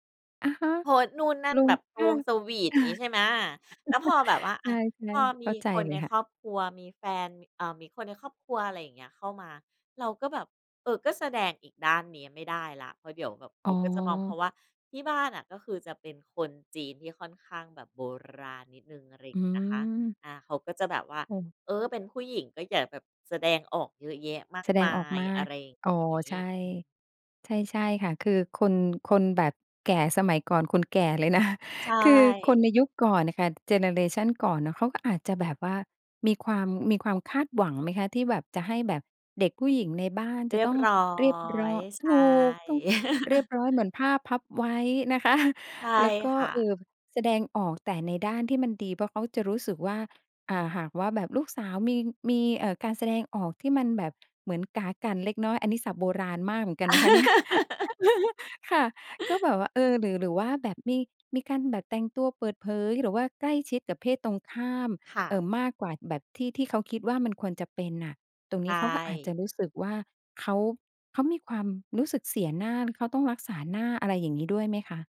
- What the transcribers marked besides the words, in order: laughing while speaking: "อา"; chuckle; laughing while speaking: "นะ"; stressed: "ถูก"; laughing while speaking: "คะ"; chuckle; laughing while speaking: "เนี่ย"; chuckle; laugh
- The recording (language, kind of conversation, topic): Thai, podcast, การใช้โซเชียลมีเดียทำให้การแสดงตัวตนง่ายขึ้นหรือลำบากขึ้นอย่างไร?